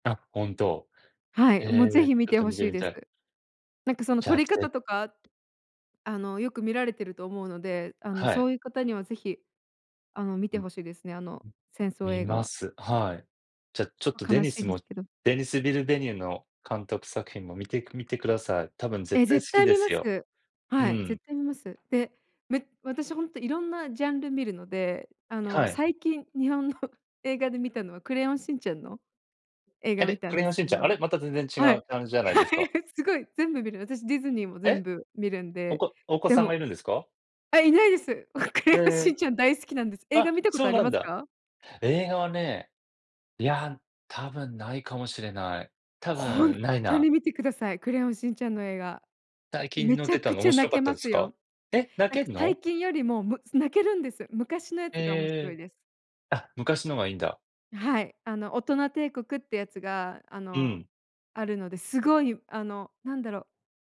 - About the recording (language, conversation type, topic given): Japanese, unstructured, 最近観た映画の中で、特に印象に残っている作品は何ですか？
- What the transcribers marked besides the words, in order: tapping; laughing while speaking: "日本の"; laughing while speaking: "はい"; laugh; laugh; laughing while speaking: "クレヨンしんちゃん"; stressed: "ほんとに"